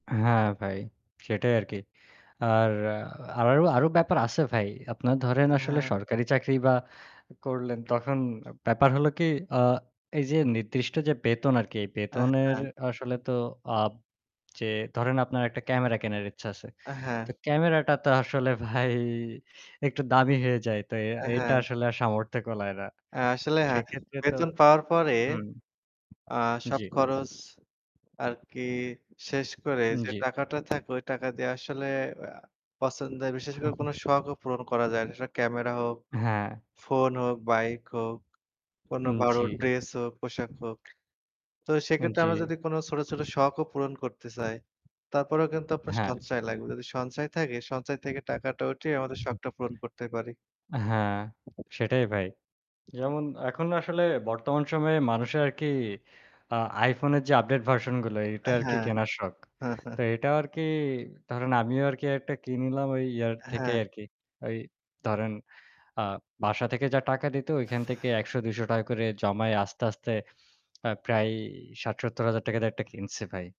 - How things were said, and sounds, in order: distorted speech; other background noise; static; tapping; chuckle; "ভালো" said as "বারো"; chuckle; wind; chuckle
- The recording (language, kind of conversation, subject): Bengali, unstructured, ছোট ছোট সঞ্চয় কীভাবে বড় সুখ এনে দিতে পারে?